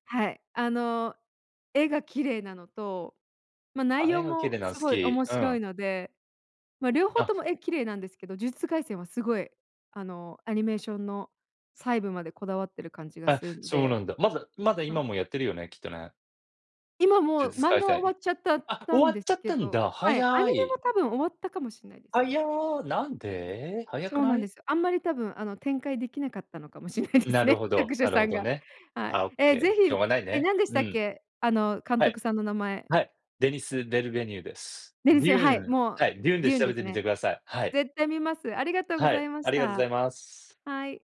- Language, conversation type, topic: Japanese, unstructured, 最近観た映画の中で、特に印象に残っている作品は何ですか？
- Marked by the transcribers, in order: laughing while speaking: "しんないですね"